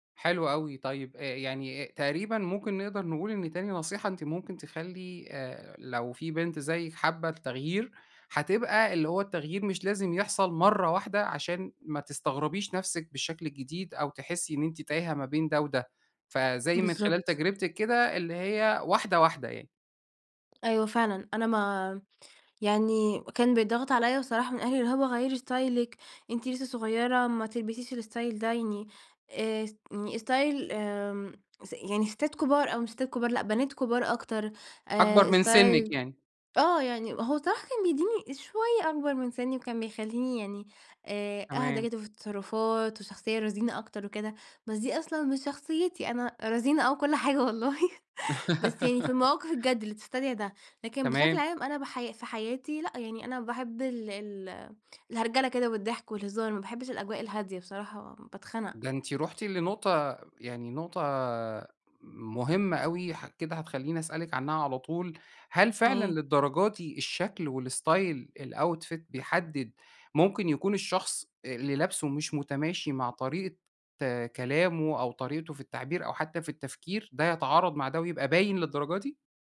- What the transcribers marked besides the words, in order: in English: "ستايلِك"; in English: "الستايل"; in English: "ستايل"; in English: "ستايل"; laughing while speaking: "حاجة والله"; chuckle; giggle; in English: "والستايل الoutfit"
- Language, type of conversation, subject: Arabic, podcast, إيه نصيحتك للي عايز يغيّر ستايله بس خايف يجرّب؟